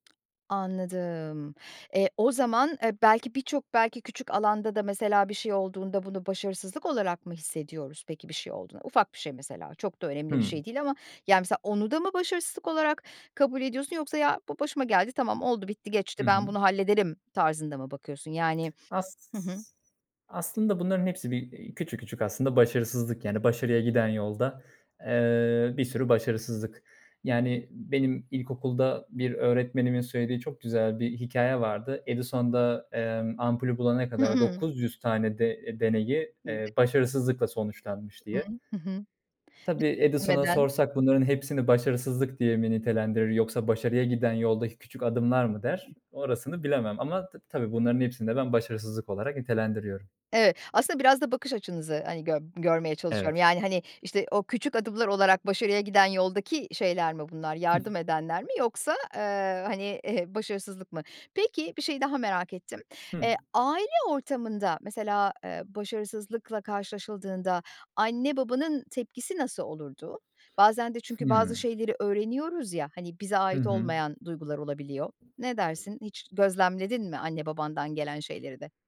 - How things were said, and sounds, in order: tapping; drawn out: "Anladım"; unintelligible speech; unintelligible speech; other background noise; chuckle
- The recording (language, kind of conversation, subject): Turkish, podcast, Başarısızlıktan öğrendiğin en önemli ders nedir?